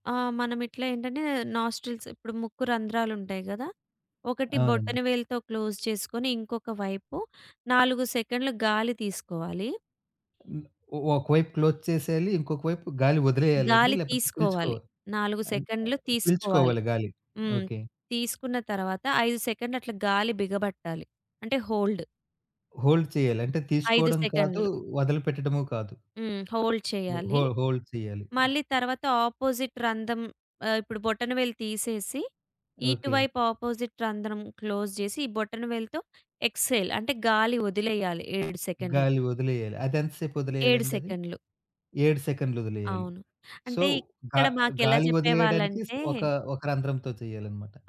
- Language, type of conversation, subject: Telugu, podcast, వ్యాయామాన్ని మీరు ఎలా మొదలెట్టారు?
- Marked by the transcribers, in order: in English: "నోస్ట్రిల్స్"; in English: "క్లోజ్"; in English: "క్లోజ్"; in English: "హోల్డ్"; in English: "హోల్డ్"; in English: "హోల్డ్"; in English: "హోల్డ్"; in English: "ఆపోజిట్"; in English: "అపోజిట్"; in English: "క్లోజ్"; in English: "ఎక్స్‌హేల్"; in English: "సో"